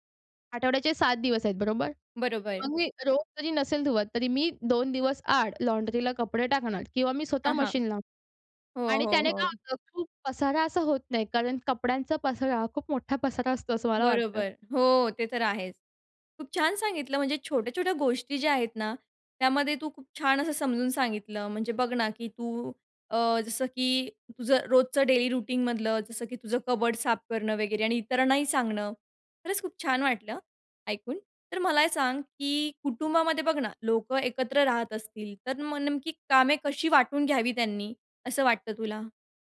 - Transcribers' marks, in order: in English: "लॉन्ड्रीला"; in English: "डेली रूटीनमधलं"
- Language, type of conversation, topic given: Marathi, podcast, दररोजच्या कामासाठी छोटा स्वच्छता दिनक्रम कसा असावा?